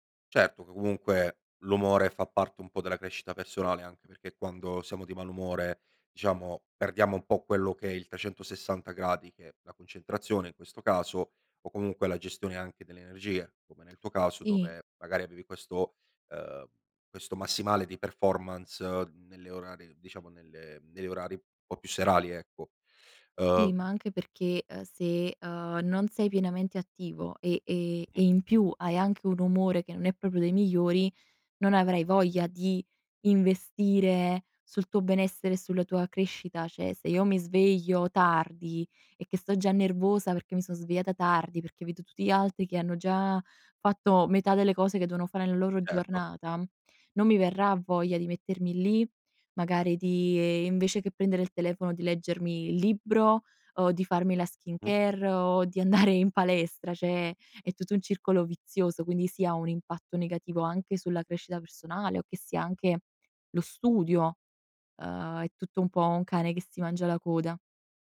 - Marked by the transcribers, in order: "l'umore" said as "omore"; "diciamo" said as "ciamo"; other background noise; "proprio" said as "propio"; "Cioè" said as "ceh"; "devono" said as "deono"; laughing while speaking: "andare"; "cioè" said as "ceh"
- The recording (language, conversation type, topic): Italian, podcast, Che ruolo ha il sonno nella tua crescita personale?